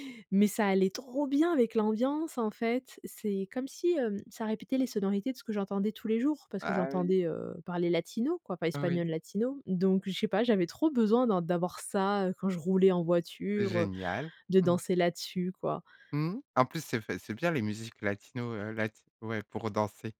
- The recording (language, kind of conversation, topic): French, podcast, Comment les langues qui t’entourent influencent-elles tes goûts musicaux ?
- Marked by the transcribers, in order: stressed: "trop"